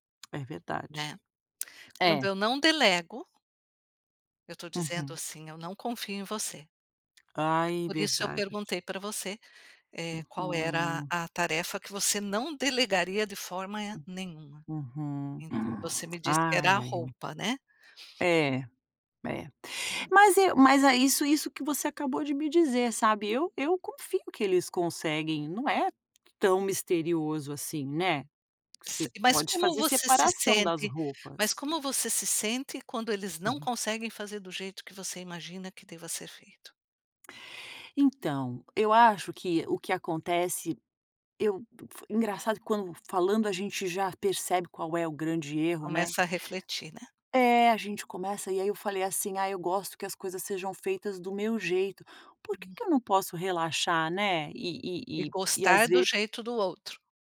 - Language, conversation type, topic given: Portuguese, advice, Como posso superar a dificuldade de delegar tarefas no trabalho ou em casa?
- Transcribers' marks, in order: tapping; other background noise